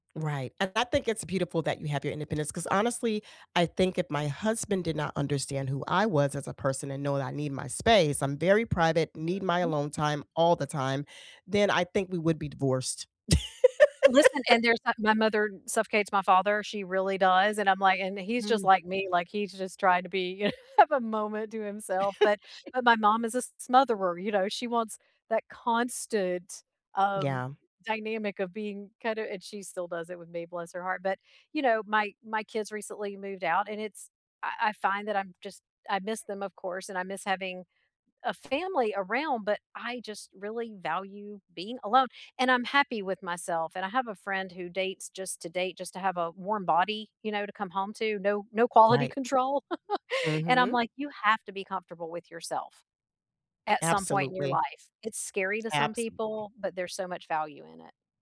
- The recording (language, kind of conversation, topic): English, unstructured, How do you decide what to trust online, avoid rumors, and choose what to share?
- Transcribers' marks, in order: unintelligible speech; laugh; other background noise; chuckle; tapping; chuckle